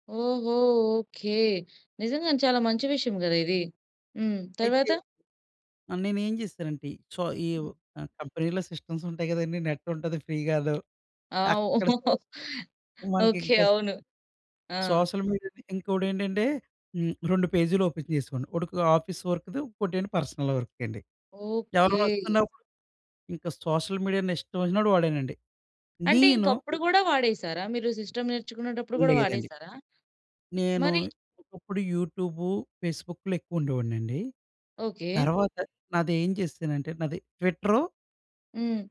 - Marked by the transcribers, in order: in English: "సో"; in English: "కంపెనీలో సిస్టమ్స్"; in English: "నెట్"; in English: "ఫ్రీ"; chuckle; in English: "సోషల్ మీడియాను"; in English: "ఓపెన్"; in English: "ఆఫీస్ వర్క్‌ది"; in English: "పర్సనల్ వర్క్‌కి"; in English: "సోషల్ మీడియాని"; other background noise; in English: "సిస్టమ్"; in English: "ఫేస్‌బుక్‌లో"
- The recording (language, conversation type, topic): Telugu, podcast, సోషియల్ మీడియా వాడుతున్నప్పుడు మరింత జాగ్రత్తగా, అవగాహనతో ఎలా ఉండాలి?